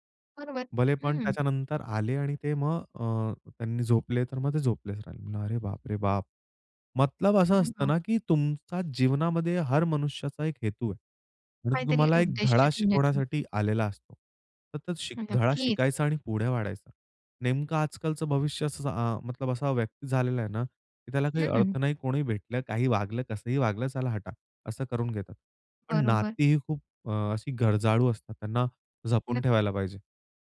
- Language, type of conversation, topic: Marathi, podcast, तुझ्या प्रदेशातील लोकांशी संवाद साधताना तुला कोणी काय शिकवलं?
- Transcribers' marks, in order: surprised: "अरे बाप रे बाप!"; in Hindi: "मतलब"; unintelligible speech; unintelligible speech; in Hindi: "मतलब"